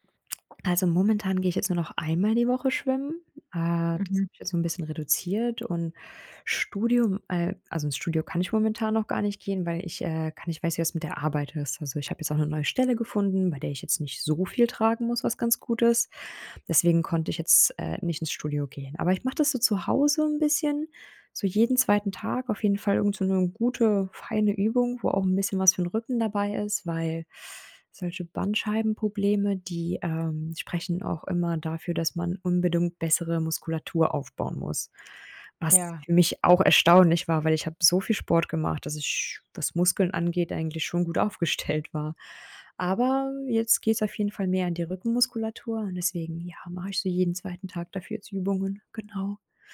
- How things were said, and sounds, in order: lip smack; laughing while speaking: "aufgestellt"
- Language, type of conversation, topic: German, advice, Wie gelingt dir der Neustart ins Training nach einer Pause wegen Krankheit oder Stress?